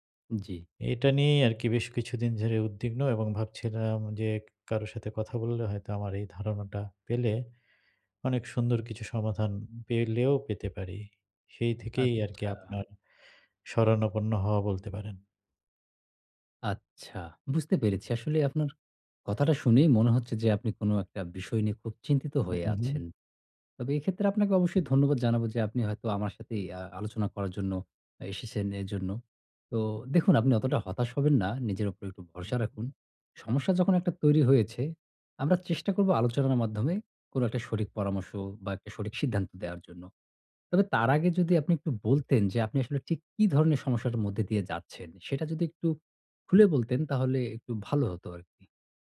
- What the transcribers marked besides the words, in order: lip smack; tapping; other background noise
- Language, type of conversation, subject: Bengali, advice, আমি কীভাবে একটি মজবুত ও দক্ষ দল গড়ে তুলে দীর্ঘমেয়াদে তা কার্যকরভাবে ধরে রাখতে পারি?